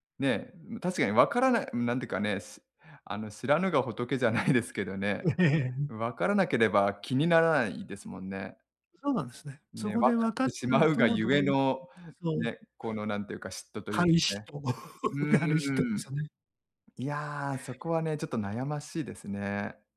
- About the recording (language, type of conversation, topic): Japanese, advice, SNSで見栄や他人との比較に追い込まれてしまう気持ちについて、どのように感じていますか？
- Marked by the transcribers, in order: laughing while speaking: "ええ、ん"; other background noise; unintelligible speech; laugh